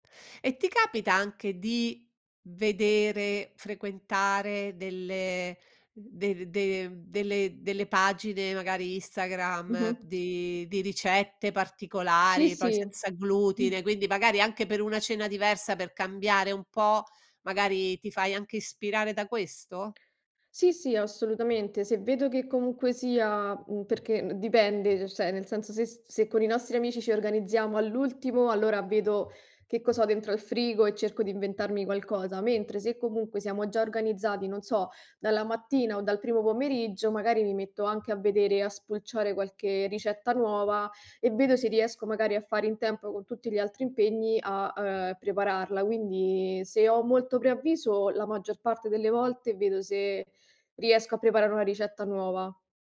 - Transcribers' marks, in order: tapping
- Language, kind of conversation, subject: Italian, podcast, Come decidi il menu per una cena con amici?
- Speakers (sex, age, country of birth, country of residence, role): female, 25-29, Italy, Italy, guest; female, 60-64, Italy, Italy, host